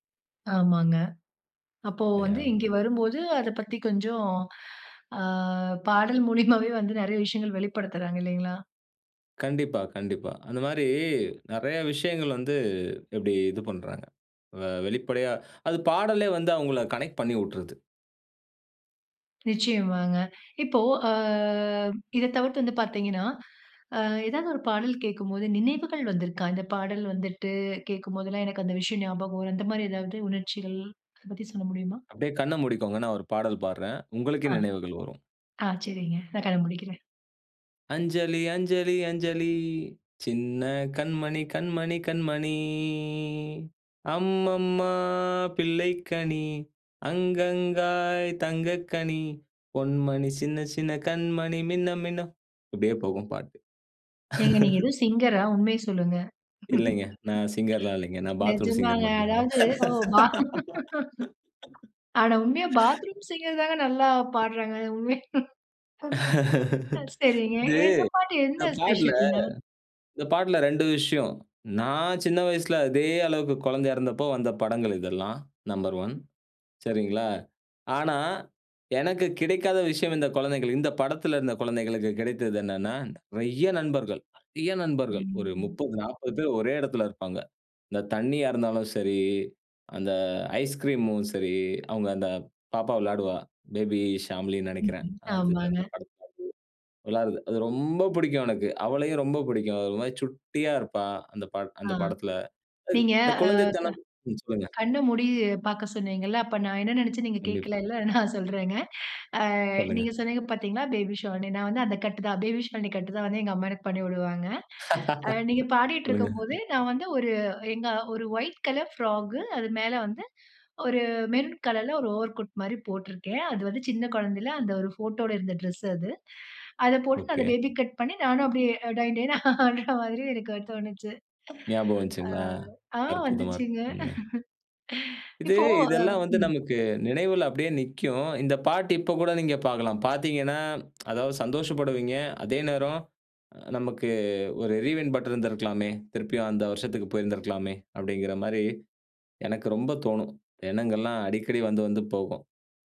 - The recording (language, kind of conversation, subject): Tamil, podcast, உங்கள் சுயத்தைச் சொல்லும் பாடல் எது?
- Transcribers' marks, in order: inhale; laughing while speaking: "பாடல் மூலிமாவே வந்து நிறைய விஷயங்கள் வெளிப்படுத்துறாங்க இல்லேங்களா!"; in English: "கனெக்ட்"; drawn out: "அ"; singing: "அஞ்சலி, அஞ்சலி, அஞ்சலி, சின்ன கண்மணி … கண்மணி மின்ன மின்ன"; chuckle; laugh; in English: "பாத்ரூம் சிங்கர்"; laugh; laughing while speaking: "உண்மையா பாத்ரூம் சிங்கர்தாங்க நல்லா பாடுறாங்க. சரிங்க. இந்த பாட்டு என்ன ஸ்பெஷல்ங்க?"; in English: "பாத்ரூம் சிங்கர்தாங்க"; other background noise; laugh; in English: "ஸ்பெஷல்ங்க?"; in English: "நம்பர் ஒன்"; laughing while speaking: "நான் சொல்றேங்க"; laugh; inhale; laughing while speaking: "நான் வந்து ஒரு எங்க ஒரு … ஆடுறமாரி எனக்கு தோணுச்சு"; in English: "ஒயிட் கலர் ஃப்ராக்"; in English: "மெரூன் கலர்ல ஒரு ஓவர் கோட்"; laugh; tsk; in English: "ரீவைன்ட் பட்"; "பட்டன்" said as "பட்"